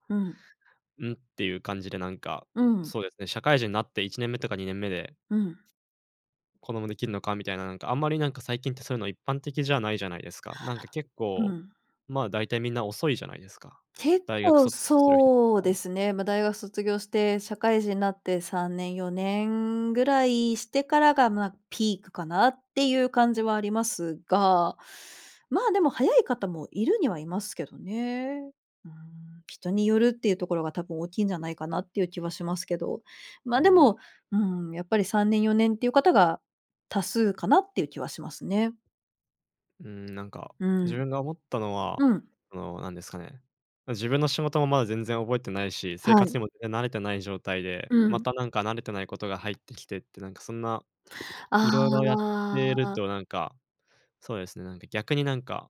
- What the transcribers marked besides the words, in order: tapping; other background noise; drawn out: "ああ"
- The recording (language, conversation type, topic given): Japanese, advice, パートナーとの関係の変化によって先行きが不安になったとき、どのように感じていますか？